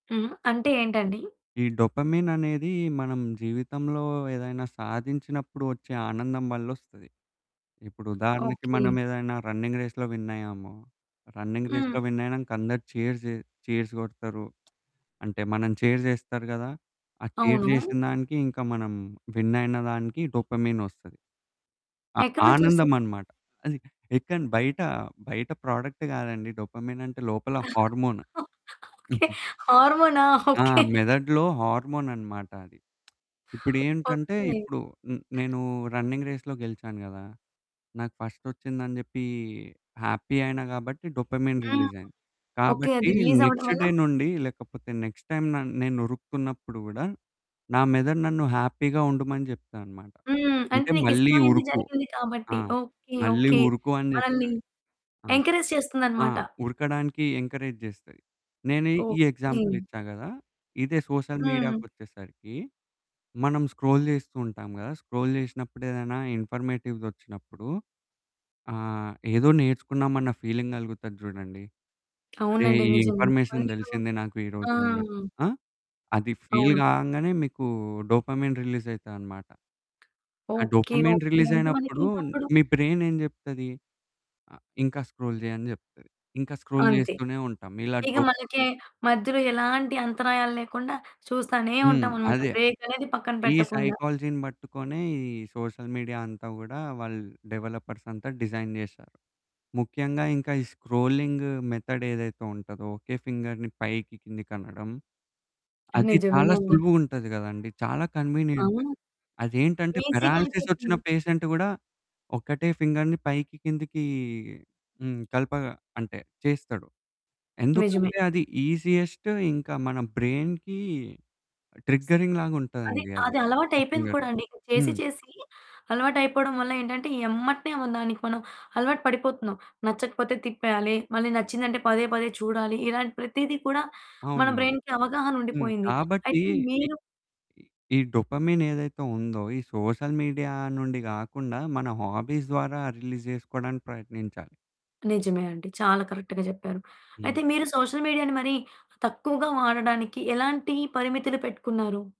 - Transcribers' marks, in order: other background noise; in English: "రన్నింగ్ రేస్‌లో విన్"; in English: "రన్నింగ్ రేస్‌లో"; static; in English: "చీర్స్"; in English: "చీర్స్"; lip smack; in English: "చీర్"; in English: "చీర్"; in English: "డోపమైన్"; in English: "ప్రొడక్ట్"; in English: "డోపమైన్"; laugh; laughing while speaking: "ఓకే. హార్మోనా? ఓకే"; chuckle; in English: "హార్మోన్"; in English: "రన్నింగ్ రేస్‌లో"; in English: "హ్యాపీ"; in English: "డోపమైన్"; in English: "రిలీజ్"; in English: "నెక్స్ట్ డే"; in English: "నెక్స్ట్ టైమ్"; in English: "హ్యాపీగా"; in English: "ఎంకరేజ్"; in English: "ఎంకరేజ్"; in English: "సోషల్ మీడియాకొచ్చేసరికి"; in English: "స్క్రోల్"; in English: "స్క్రోల్"; in English: "ఇన్ఫర్మేటివ్‌ది"; in English: "ఫీలింగ్"; in English: "ఇన్ఫర్మేషన్"; unintelligible speech; in English: "ఫీల్"; in English: "డోపమైన్"; in English: "డోపమైన్"; in English: "బ్రైన్"; in English: "స్క్రోల్"; in English: "స్క్రోల్"; in English: "బ్రేక్"; in English: "సైకాలజీని"; in English: "సోషల్ మీడియా"; in English: "డెవలపర్స్"; in English: "డిజైన్"; in English: "మెథడ్"; in English: "ఫింగర్‌ని"; in English: "కన్వీనియంట్"; in English: "ఈసీగా"; in English: "పారాలిసిస్"; in English: "పేషెంట్"; in English: "ఫింగర్‌ని"; in English: "ఈజియెస్ట్"; in English: "బ్రైన్‌కి ట్రిగ్గరింగ్"; in English: "ఫింగర్"; in English: "బ్రైన్‌కి"; in English: "డోపమైన్"; in English: "సోషల్ మీడియా"; in English: "హాబీస్"; in English: "రిలీజ్"; in English: "కరెక్ట్‌గా"; in English: "సోషల్ మీడియాని"
- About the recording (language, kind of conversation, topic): Telugu, podcast, సోషల్ మీడియాలో ఎక్కువ కాలం గడపడం మీ మానసిక ఆరోగ్యాన్ని ఎలా ప్రభావితం చేసింది?